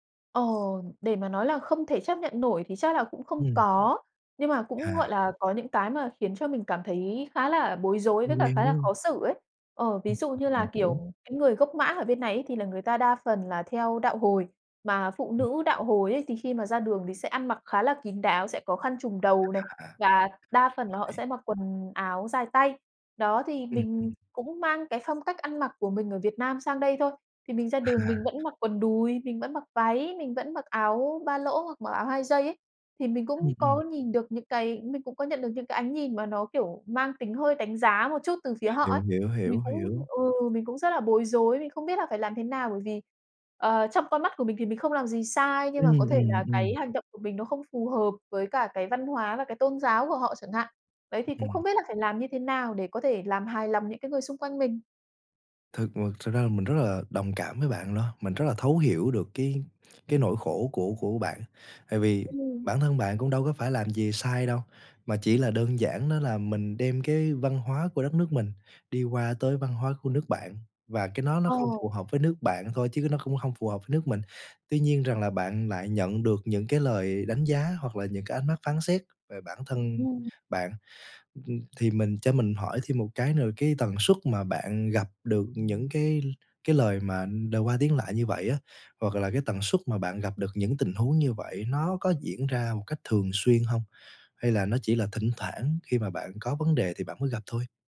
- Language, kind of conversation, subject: Vietnamese, advice, Bạn đã trải nghiệm sốc văn hóa, bối rối về phong tục và cách giao tiếp mới như thế nào?
- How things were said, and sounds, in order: other background noise; tapping; laughing while speaking: "À"